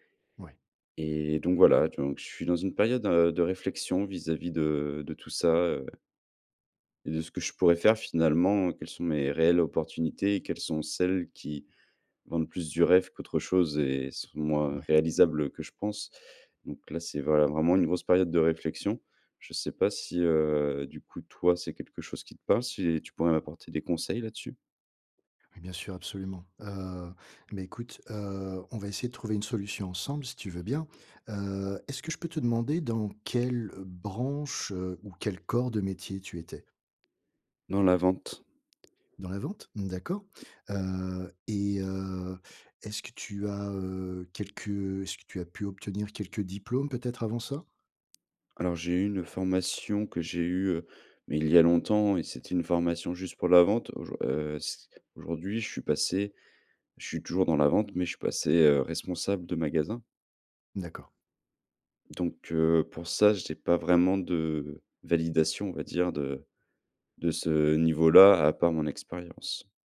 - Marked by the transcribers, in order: tapping
- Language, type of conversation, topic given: French, advice, Comment rebondir après une perte d’emploi soudaine et repenser sa carrière ?